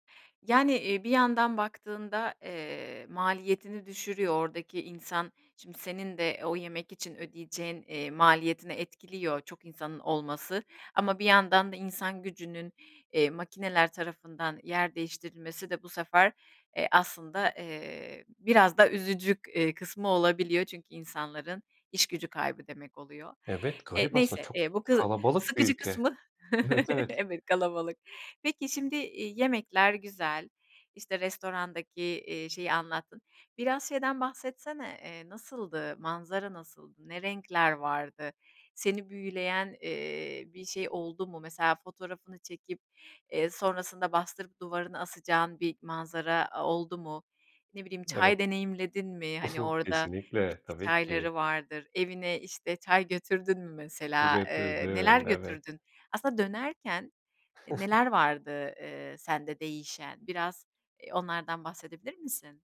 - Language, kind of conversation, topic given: Turkish, podcast, Hayatındaki en unutulmaz seyahat deneyimini anlatır mısın?
- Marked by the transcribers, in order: chuckle; chuckle; chuckle